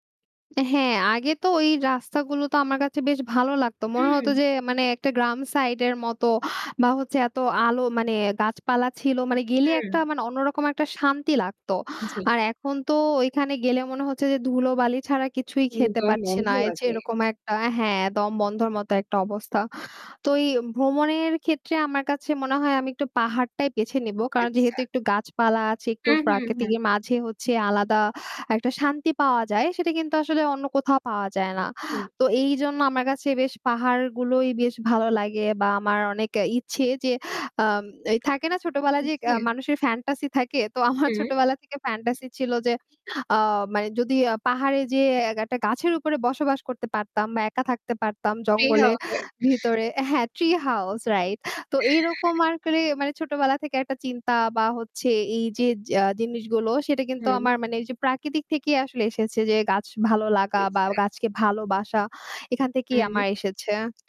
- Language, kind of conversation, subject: Bengali, unstructured, ভ্রমণে গেলে আপনার সবচেয়ে ভালো স্মৃতি কীভাবে তৈরি হয়?
- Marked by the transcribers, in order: static; laughing while speaking: "তো আমার"; in English: "tree house right"; in English: "tree house right"